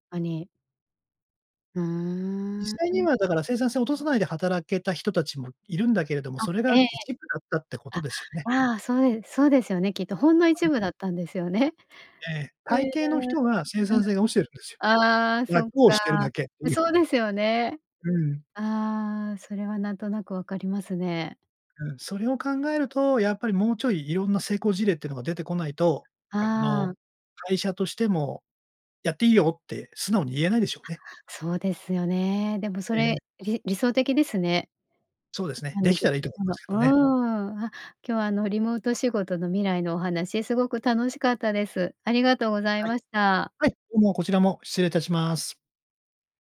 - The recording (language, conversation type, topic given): Japanese, podcast, これからのリモートワークは将来どのような形になっていくと思いますか？
- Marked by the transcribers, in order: unintelligible speech; laughing while speaking: "よね"; other noise; tapping; unintelligible speech